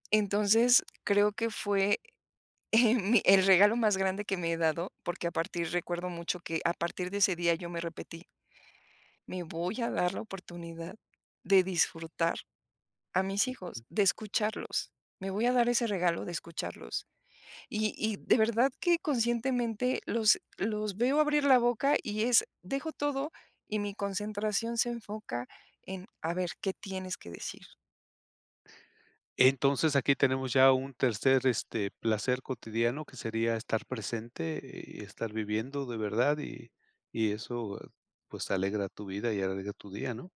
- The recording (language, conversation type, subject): Spanish, podcast, ¿Qué pequeño placer cotidiano te alegra el día?
- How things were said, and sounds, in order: chuckle; other background noise